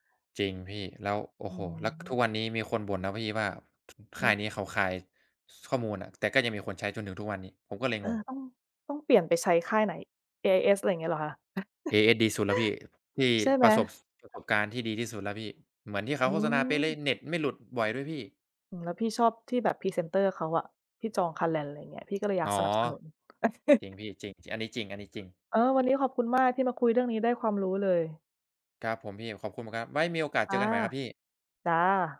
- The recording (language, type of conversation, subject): Thai, unstructured, คุณคิดว่าข้อมูลส่วนตัวของเราปลอดภัยในโลกออนไลน์ไหม?
- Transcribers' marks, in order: chuckle; chuckle